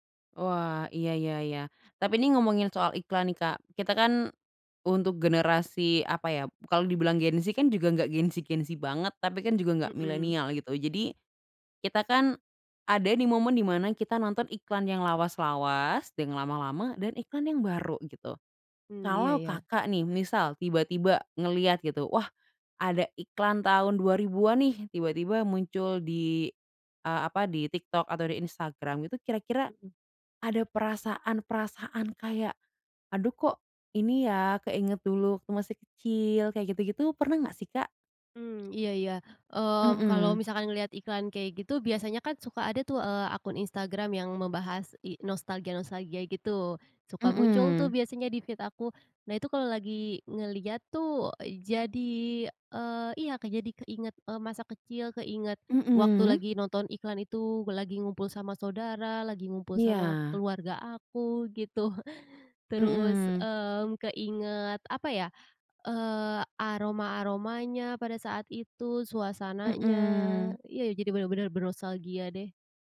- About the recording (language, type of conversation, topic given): Indonesian, podcast, Jingle iklan lawas mana yang masih nempel di kepala?
- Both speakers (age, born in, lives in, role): 25-29, Indonesia, Indonesia, guest; 25-29, Indonesia, Indonesia, host
- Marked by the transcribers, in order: in English: "feed"; chuckle